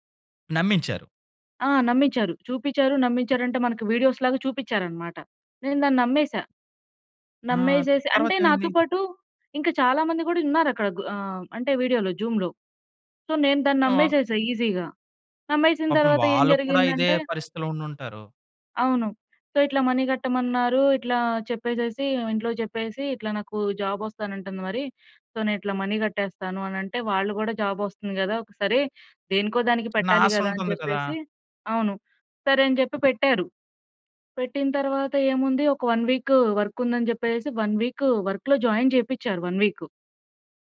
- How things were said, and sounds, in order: in English: "వీడియోస్‌లాగా"; in English: "సో"; in English: "ఈజీగా"; in English: "సో"; in English: "మనీ"; in English: "సో"; in English: "మనీ"; tapping; in English: "వన్ వీక్"; in English: "వన్ వీక్ వర్క్‌లో జాయిన్"; in English: "వన్ వీక్"
- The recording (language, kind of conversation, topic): Telugu, podcast, సరైన సమయంలో జరిగిన పరీక్ష లేదా ఇంటర్వ్యూ ఫలితం ఎలా మారింది?